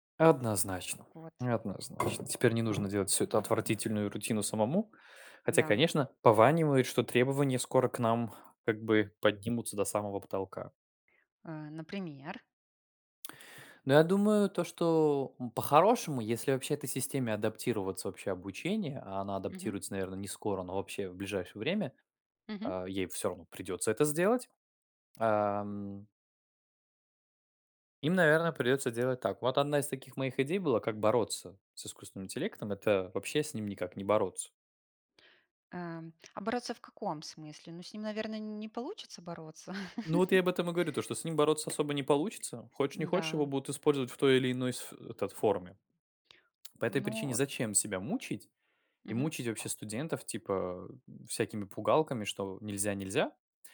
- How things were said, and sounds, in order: tapping; laugh; other background noise
- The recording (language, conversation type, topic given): Russian, unstructured, Как технологии изменили ваш подход к обучению и саморазвитию?